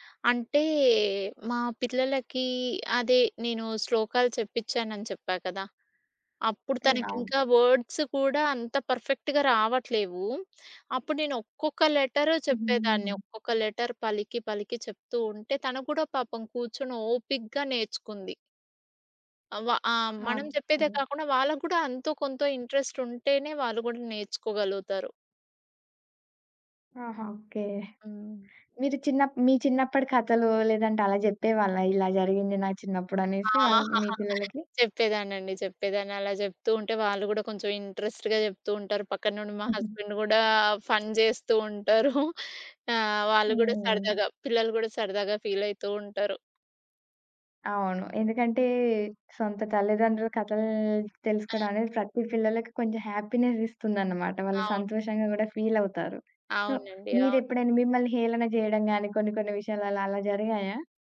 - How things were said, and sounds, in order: in English: "వర్డ్స్"; other background noise; in English: "పర్ఫెక్ట్‌గా"; in English: "లెటర్"; tapping; in English: "ఇన్‌ట్రెస్ట్"; laugh; in English: "ఇన్‌ట్రెస్ట్‌గా"; in English: "హస్బెండ్"; in English: "ఫన్"; chuckle; in English: "హ్యాపీనెస్"; in English: "సో"
- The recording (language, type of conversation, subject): Telugu, podcast, మీ పిల్లలకు మీ సంస్కృతిని ఎలా నేర్పిస్తారు?